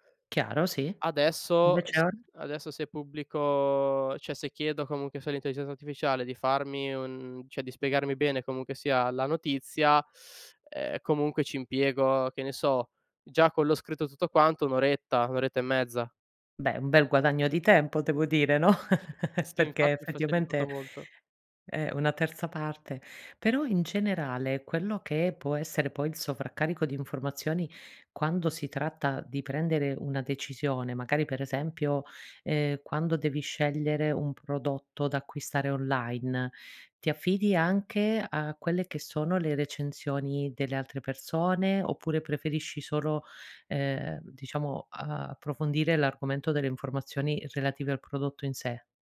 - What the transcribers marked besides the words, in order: "cioè" said as "ceh"; "cioè" said as "ceh"; other background noise; unintelligible speech; chuckle
- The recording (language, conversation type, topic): Italian, podcast, Come affronti il sovraccarico di informazioni quando devi scegliere?